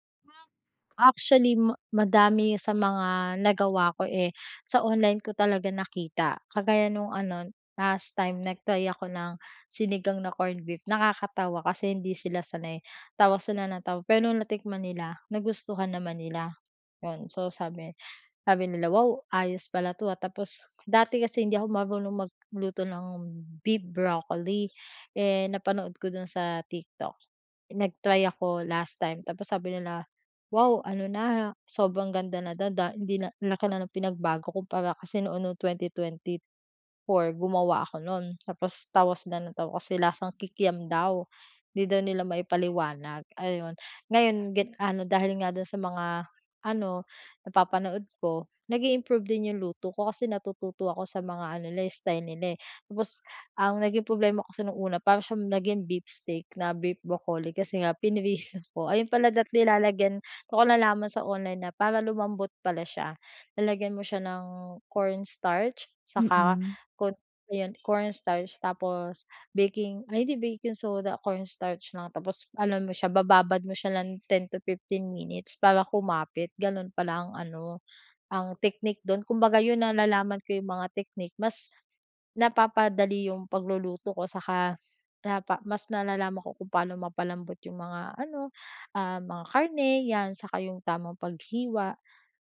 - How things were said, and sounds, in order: other background noise; laughing while speaking: "pinrito"; horn
- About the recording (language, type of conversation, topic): Filipino, advice, Paano ako makakaplano ng masustansiya at abot-kayang pagkain araw-araw?